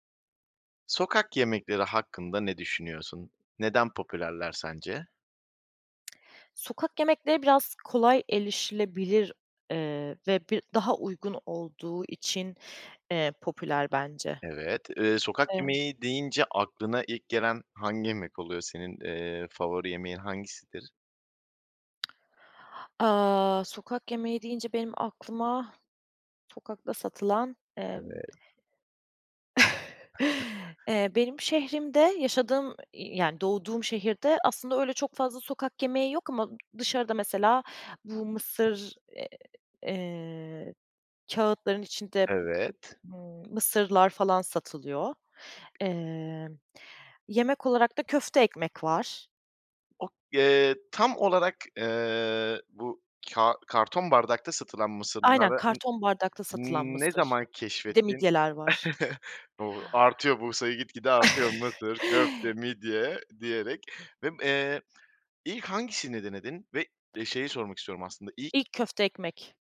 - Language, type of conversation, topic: Turkish, podcast, Sokak yemekleri neden popüler ve bu konuda ne düşünüyorsun?
- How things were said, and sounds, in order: tapping; "erişilebilir" said as "elişilebilir"; chuckle; chuckle; other background noise; chuckle; chuckle